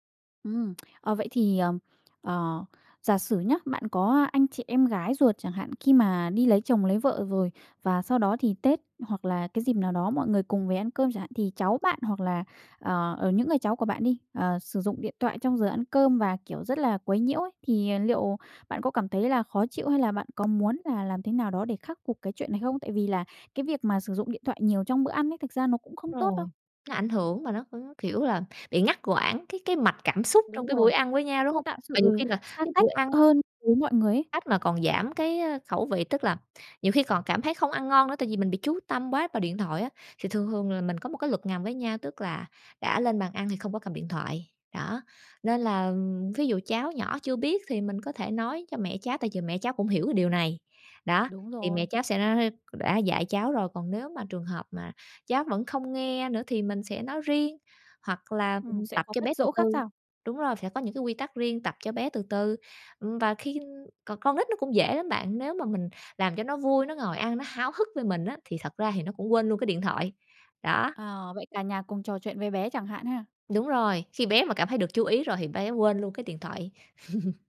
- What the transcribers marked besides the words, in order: tsk; tapping; "quá" said as "bóa"; unintelligible speech; "khi" said as "khin"; chuckle
- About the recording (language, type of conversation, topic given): Vietnamese, podcast, Bạn làm gì để bữa cơm gia đình vui hơn?